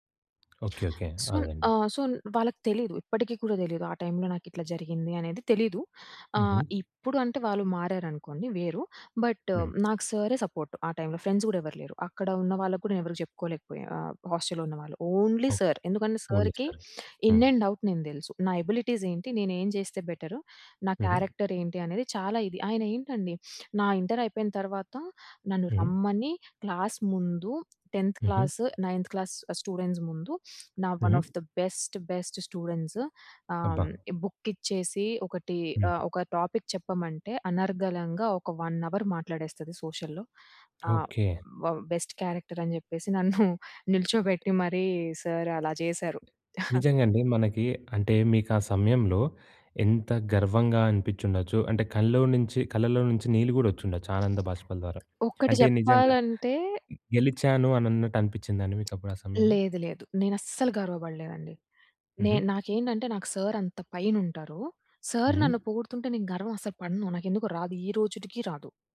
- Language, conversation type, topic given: Telugu, podcast, మీకు నిజంగా సహాయమిచ్చిన ఒక సంఘటనను చెప్పగలరా?
- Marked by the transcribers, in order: tapping; in English: "సూన్"; in English: "సూన్"; in English: "బట్"; in English: "సపోర్ట్"; in English: "ఫ్రెండ్స్"; other background noise; in English: "ఓన్లీ సార్‌కీ"; in English: "ఓన్లీ సార్"; in English: "సార్‌కి ఇన్ అండ్ ఔట్"; in English: "ఎబిలిటీస్"; in English: "బెటర్?"; in English: "క్యారెక్టర్"; sniff; in English: "క్లాస్"; in English: "టెంథ్ క్లాస్, నైన్త్ క్లాస్"; in English: "స్టూడెంట్స్"; in English: "ఒన్ ఆఫ్ ద బెస్ట్, బెస్ట్ స్టూడెంట్స్"; in English: "బుక్"; in English: "టాపిక్"; in English: "వన్ అవర్"; in English: "సోషల్‌ల్లో"; in English: "బ బెస్ట్ క్యారెక్టర్"; chuckle; in English: "సార్"; chuckle; in English: "సార్"; in English: "సార్"